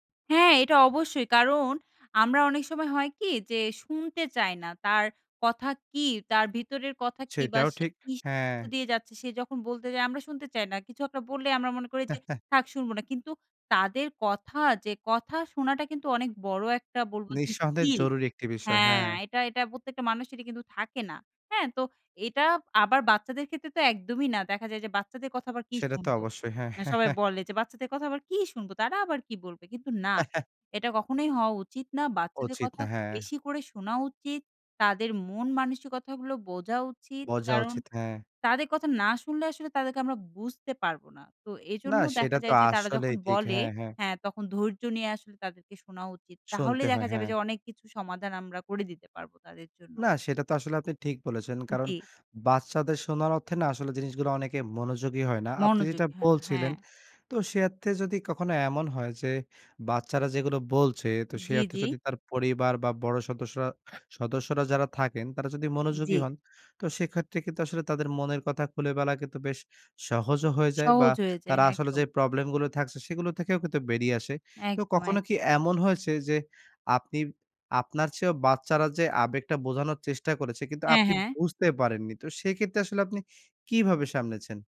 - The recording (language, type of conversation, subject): Bengali, podcast, বাচ্চাদের আবেগ বুঝতে আপনি কীভাবে তাদের সঙ্গে কথা বলেন?
- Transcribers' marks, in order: chuckle; chuckle; chuckle; "মানসিকতাগুলো" said as "মানসিকথাগুলো"